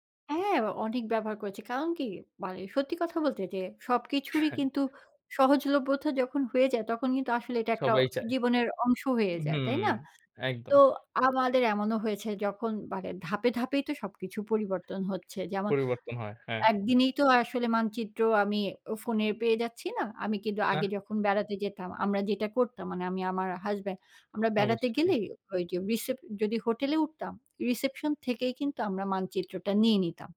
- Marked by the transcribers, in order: chuckle; tapping; horn
- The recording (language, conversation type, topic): Bengali, podcast, পকেটে ফোন বা মানচিত্র না থাকলে তুমি কীভাবে পথ খুঁজে ফিরে যাওয়ার চেষ্টা করো?